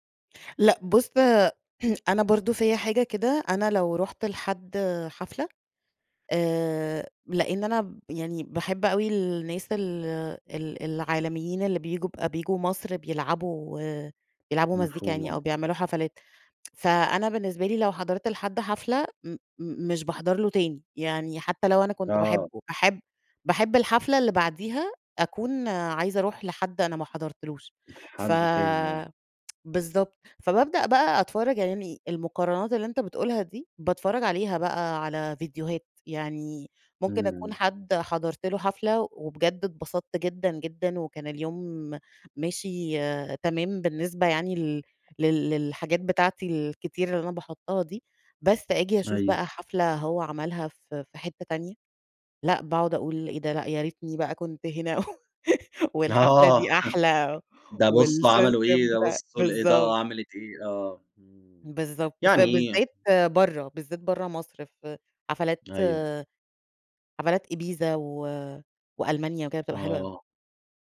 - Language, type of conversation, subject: Arabic, podcast, إيه أكتر حاجة بتخلي الحفلة مميزة بالنسبالك؟
- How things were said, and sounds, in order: throat clearing; tapping; tsk; chuckle; laughing while speaking: "و"; laugh; in English: "والسيستم"